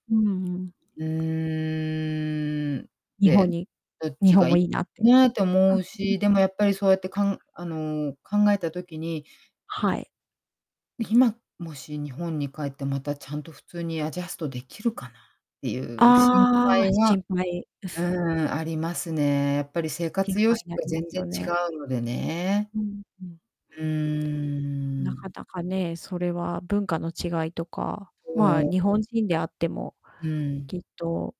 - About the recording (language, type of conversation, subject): Japanese, podcast, あなたにとって故郷とはどんな場所ですか？
- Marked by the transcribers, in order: drawn out: "うーん"; distorted speech; unintelligible speech; other background noise; in English: "アジャスト"